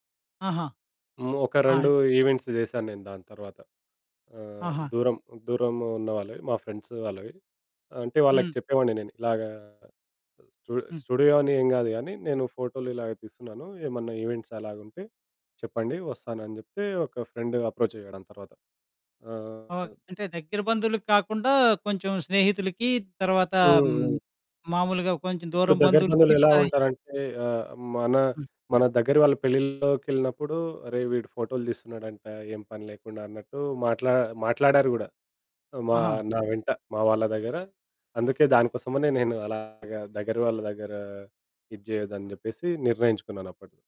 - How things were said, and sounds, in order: other background noise; in English: "స్టు స్టూడియో"; in English: "ఈవెంట్స్"; in English: "ఫ్రెండ్ అప్రోచ్"; distorted speech
- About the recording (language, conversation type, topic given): Telugu, podcast, మీ లక్ష్యాల గురించి మీ కుటుంబంతో మీరు ఎలా చర్చిస్తారు?